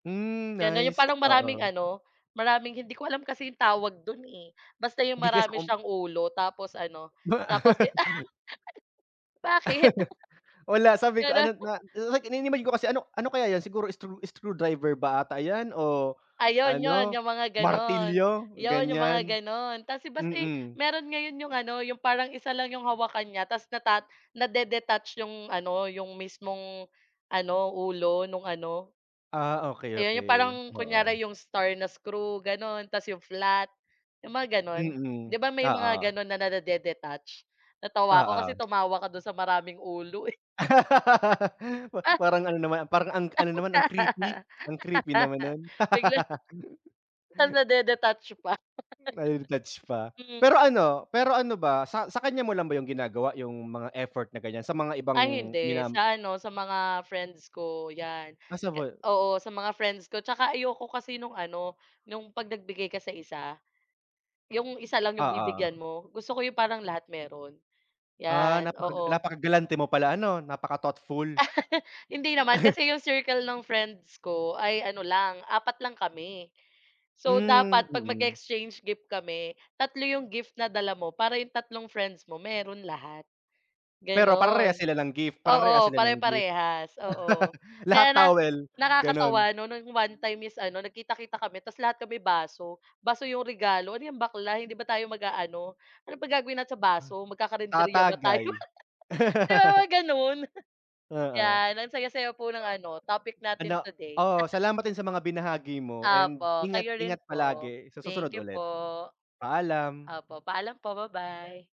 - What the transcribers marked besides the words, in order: laugh; laughing while speaking: "Bakit?"; laugh; laugh; laugh; laughing while speaking: "Biglang nade-detach pa"; laugh; laugh; chuckle; laugh; laughing while speaking: "tayo? Yung mga gano'n?"; laugh; dog barking; laugh
- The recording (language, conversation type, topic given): Filipino, unstructured, Ano ang paborito mong paraan ng pagpapahayag ng damdamin?
- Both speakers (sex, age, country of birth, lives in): female, 25-29, Philippines, Philippines; male, 30-34, Philippines, Philippines